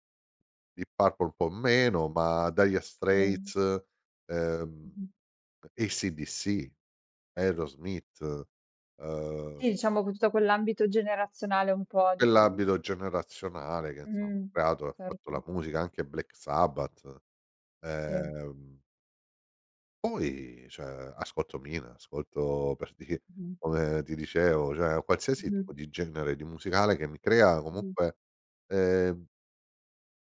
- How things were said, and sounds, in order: laughing while speaking: "per dire"
- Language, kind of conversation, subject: Italian, podcast, Come la musica ti aiuta a capire i tuoi sentimenti?